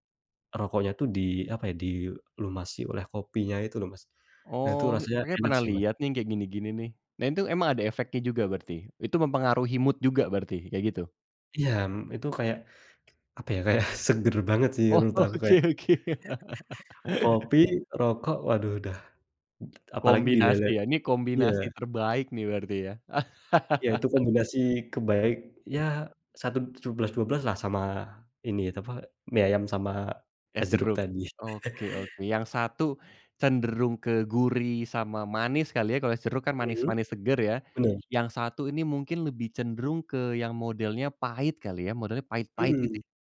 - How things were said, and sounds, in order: other background noise; in English: "mood"; laughing while speaking: "kayak"; laughing while speaking: "Oh, oke oke"; laugh; laugh; chuckle
- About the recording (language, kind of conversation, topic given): Indonesian, podcast, Makanan atau minuman apa yang memengaruhi suasana hati harianmu?
- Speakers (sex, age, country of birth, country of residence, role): male, 25-29, Indonesia, Indonesia, guest; male, 30-34, Indonesia, Indonesia, host